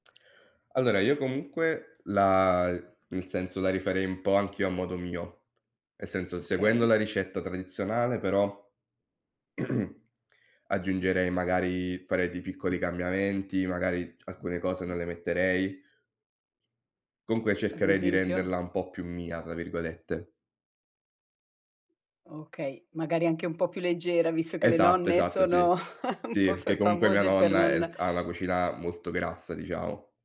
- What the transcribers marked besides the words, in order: throat clearing; laugh
- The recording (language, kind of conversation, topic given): Italian, podcast, Qual è un cibo che ti riporta subito alla tua infanzia e perché?